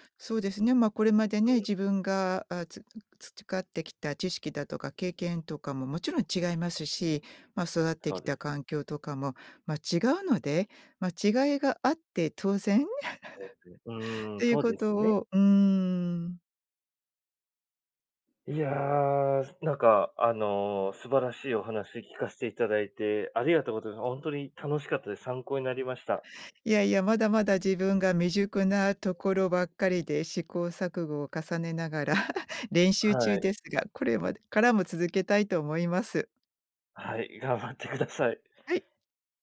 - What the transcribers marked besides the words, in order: unintelligible speech; giggle; giggle; laughing while speaking: "頑張ってください"
- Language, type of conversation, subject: Japanese, podcast, 相手の立場を理解するために、普段どんなことをしていますか？